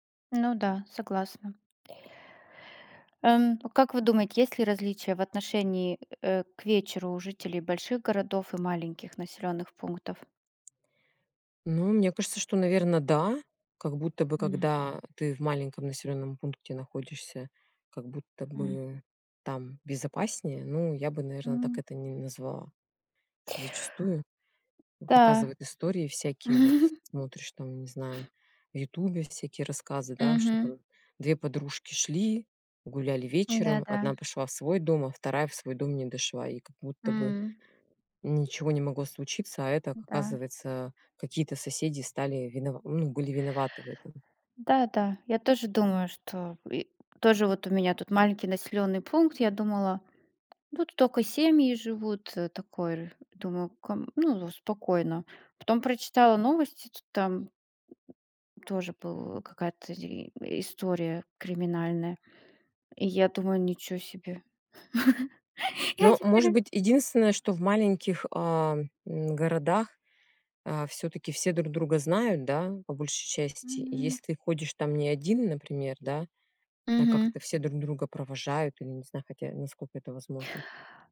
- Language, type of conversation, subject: Russian, unstructured, Почему, по-вашему, люди боятся выходить на улицу вечером?
- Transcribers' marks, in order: tapping; chuckle; other background noise; laugh; laughing while speaking: "я теперь"